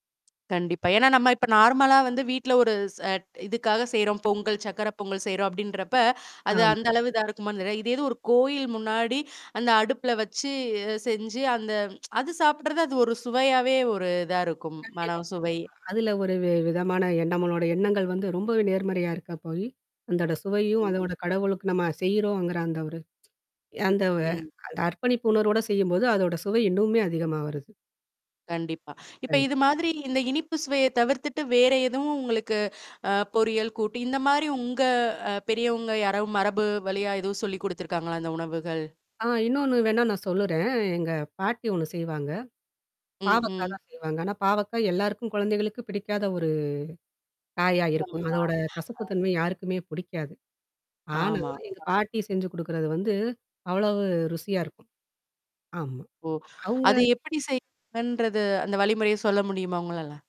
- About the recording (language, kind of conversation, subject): Tamil, podcast, மரபு உணவுகள் உங்கள் வாழ்க்கையில் எந்த இடத்தைப் பெற்றுள்ளன?
- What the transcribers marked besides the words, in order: static; drawn out: "வச்சு"; tsk; distorted speech; other noise; unintelligible speech; drawn out: "ஒரு"; other background noise; tapping